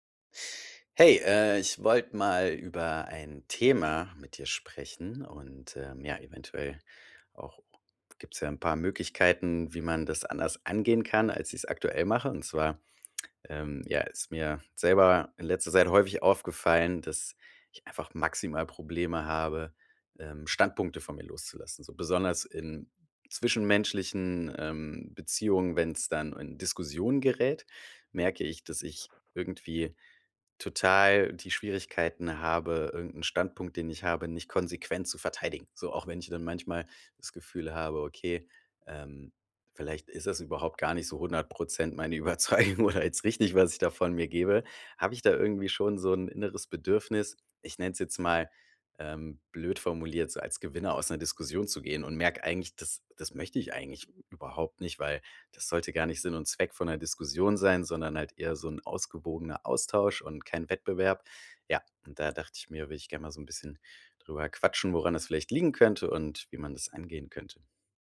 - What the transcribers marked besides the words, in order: tongue click; laughing while speaking: "Überzeugung oder jetzt"
- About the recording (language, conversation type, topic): German, advice, Wann sollte ich mich gegen Kritik verteidigen und wann ist es besser, sie loszulassen?
- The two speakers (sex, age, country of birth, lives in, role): male, 25-29, Germany, Germany, advisor; male, 35-39, Germany, Germany, user